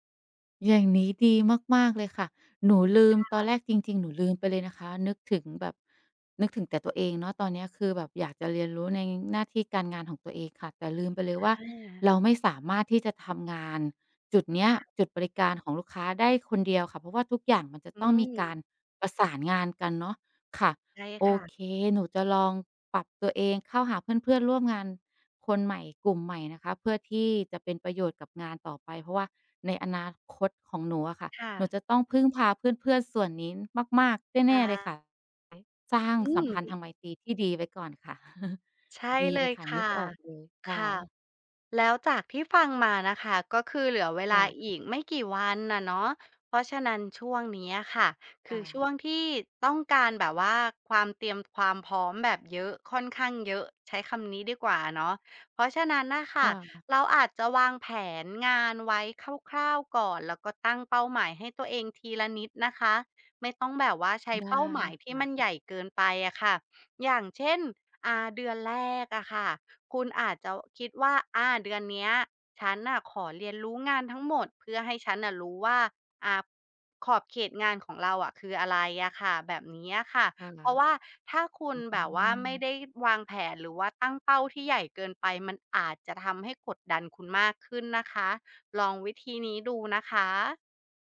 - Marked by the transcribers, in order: drawn out: "อืม"; other noise; chuckle; tapping; drawn out: "ได้"
- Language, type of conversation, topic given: Thai, advice, เมื่อคุณได้เลื่อนตำแหน่งหรือเปลี่ยนหน้าที่ คุณควรรับมือกับความรับผิดชอบใหม่อย่างไร?
- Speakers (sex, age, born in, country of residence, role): female, 35-39, Thailand, Thailand, advisor; female, 35-39, Thailand, Thailand, user